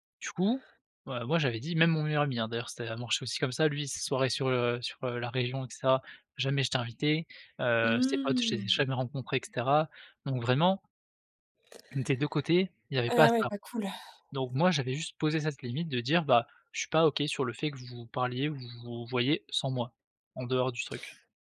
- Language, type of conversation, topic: French, podcast, Qu’est-ce que tes relations t’ont appris sur toi-même ?
- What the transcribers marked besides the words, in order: drawn out: "Mmh !"